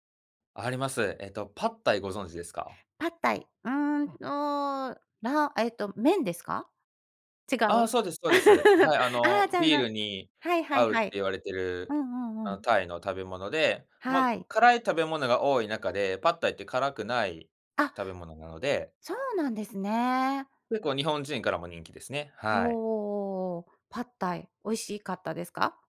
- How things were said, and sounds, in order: laugh
- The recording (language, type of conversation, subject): Japanese, podcast, 食べ物の匂いで思い出す場所ってある？